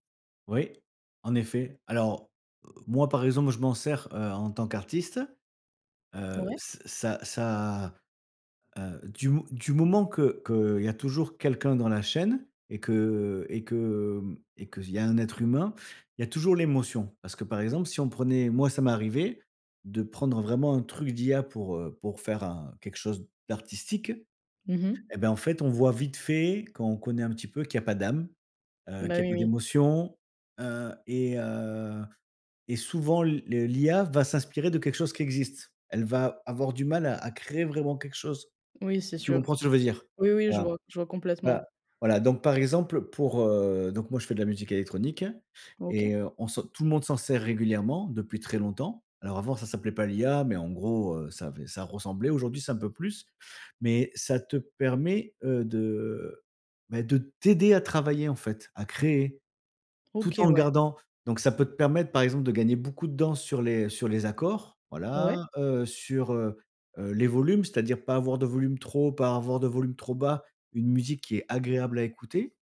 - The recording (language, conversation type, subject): French, unstructured, Quelle invention scientifique aurait changé ta vie ?
- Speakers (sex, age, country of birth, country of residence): female, 20-24, France, France; male, 45-49, France, France
- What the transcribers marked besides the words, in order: tapping; stressed: "t'aider"